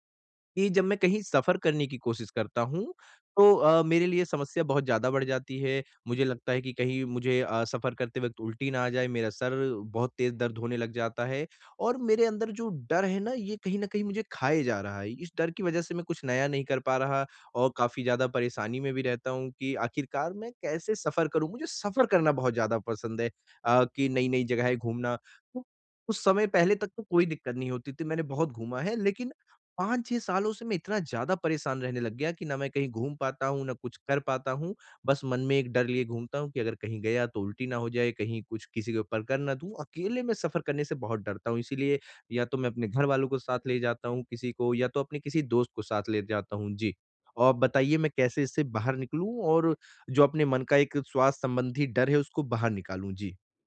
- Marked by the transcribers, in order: none
- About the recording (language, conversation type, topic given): Hindi, advice, यात्रा के दौरान मैं अपनी सुरक्षा और स्वास्थ्य कैसे सुनिश्चित करूँ?